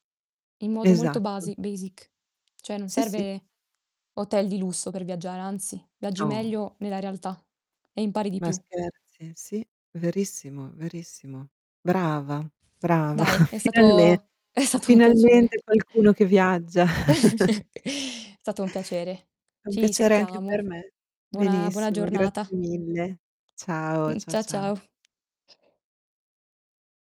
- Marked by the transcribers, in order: distorted speech; static; in English: "basic"; chuckle; laughing while speaking: "è stato"; other background noise; chuckle; tapping
- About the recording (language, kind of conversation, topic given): Italian, unstructured, Qual è la cosa più sorprendente che hai imparato viaggiando?